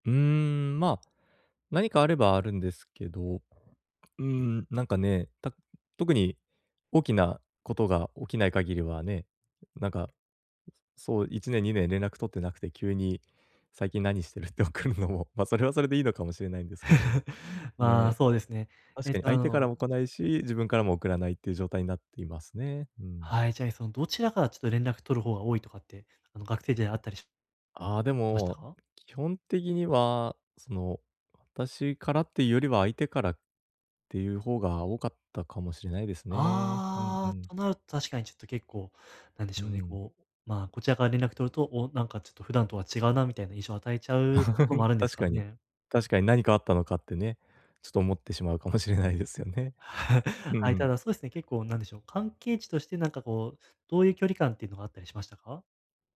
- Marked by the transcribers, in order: other noise; laughing while speaking: "送るのも、ま、それはそれでいいのかも"; laugh; laugh; laugh
- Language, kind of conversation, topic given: Japanese, advice, 友達との連絡が減って距離を感じるとき、どう向き合えばいいですか?